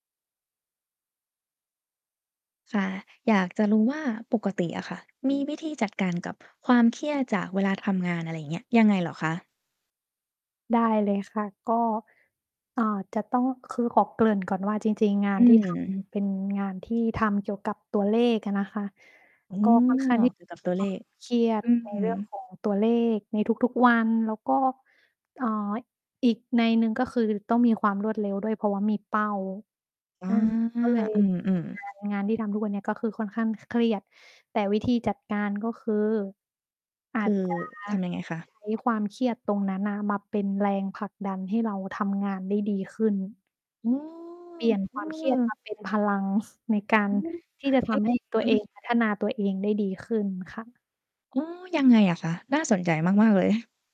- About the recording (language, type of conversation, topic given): Thai, podcast, มีวิธีจัดการความเครียดจากงานอย่างไรบ้าง?
- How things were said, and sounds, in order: mechanical hum; distorted speech; static; tapping; drawn out: "โอ้"; chuckle